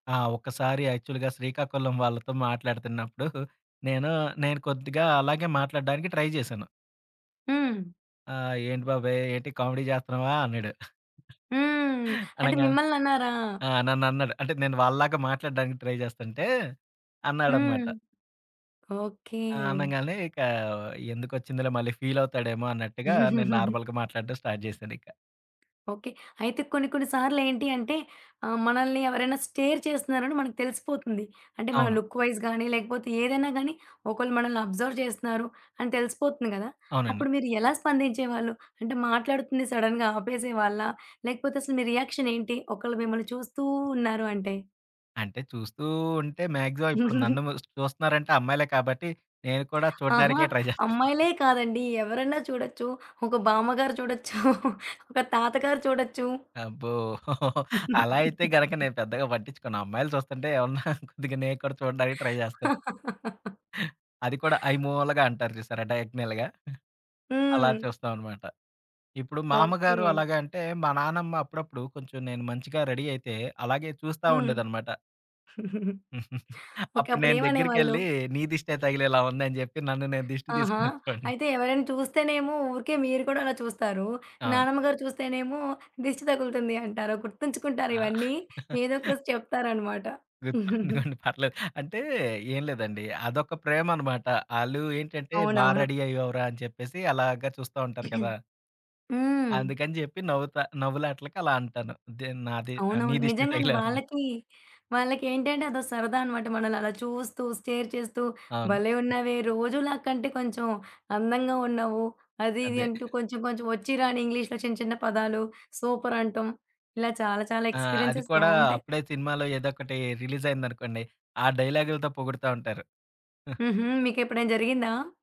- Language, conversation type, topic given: Telugu, podcast, మొదటి చూపులో మీరు ఎలా కనిపించాలనుకుంటారు?
- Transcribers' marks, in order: in English: "యాక్చువల్‌గా"; in English: "ట్రై"; in English: "కామెడీ"; giggle; in English: "ట్రై"; in English: "నార్మల్‌గా"; chuckle; in English: "స్టార్ట్"; in English: "స్టేర్"; in English: "లుక్ వైజ్"; in English: "అబ్‌జర్వ్"; in English: "సడెన్‌గా"; in English: "రియాక్షన్"; other background noise; in English: "మాక్సిమం"; chuckle; laughing while speaking: "ట్రై జేస్తాను"; in English: "ట్రై"; laughing while speaking: "చూడచ్చు, ఒక తాతగారు చూడచ్చు"; chuckle; laugh; laughing while speaking: "ఏవన్నా కొద్దిగా నేకూడా చూడ్డానికి ట్రై జేస్తాను"; laugh; in English: "ట్రై"; giggle; in English: "డయాగ్నల్‌గా"; in English: "రడీ"; giggle; chuckle; chuckle; laughing while speaking: "గుర్తుండనివ్వండి పర్లేదు అంటే"; giggle; in English: "రడీ"; throat clearing; laughing while speaking: "నీ దిష్టే తగిలేల ఉంది"; in English: "స్టేర్"; giggle; in English: "ఇంగ్లీష్‌లో"; in English: "సూపర్"; in English: "ఎక్స్‌పీరియన్సెస్"; in English: "రిలీజ్"; giggle